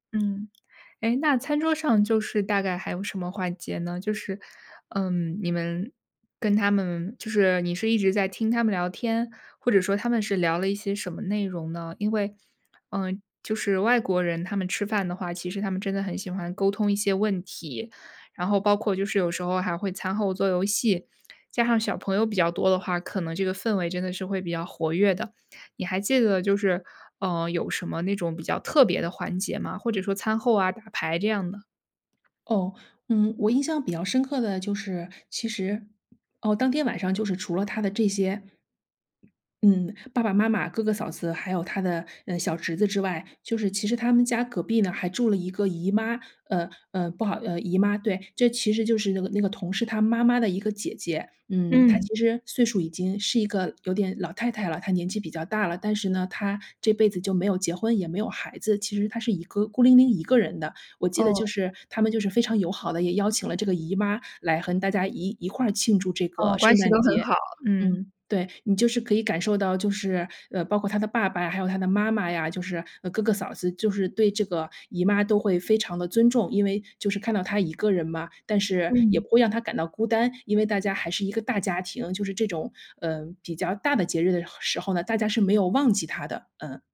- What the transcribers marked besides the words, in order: other background noise
- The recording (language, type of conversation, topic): Chinese, podcast, 你能讲讲一次与当地家庭共进晚餐的经历吗？